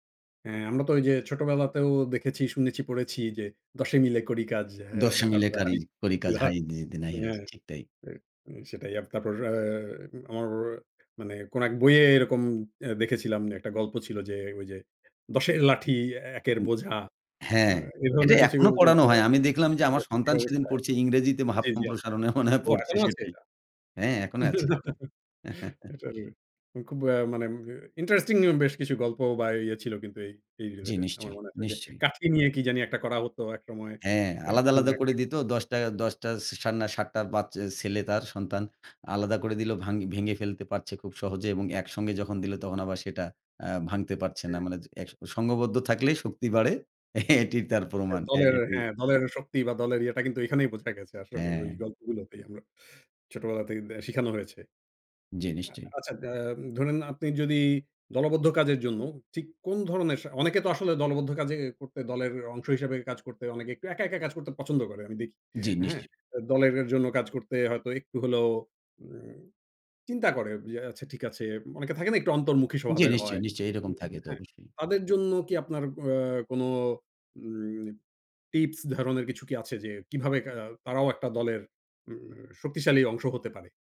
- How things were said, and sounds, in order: unintelligible speech; unintelligible speech; laughing while speaking: "সম্প্রসারণে"; chuckle; other background noise; chuckle; unintelligible speech; laughing while speaking: "এটিই তার প্রমাণ"; unintelligible speech
- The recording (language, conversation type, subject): Bengali, podcast, দলে কাজ করলে তোমার ভাবনা কীভাবে বদলে যায়?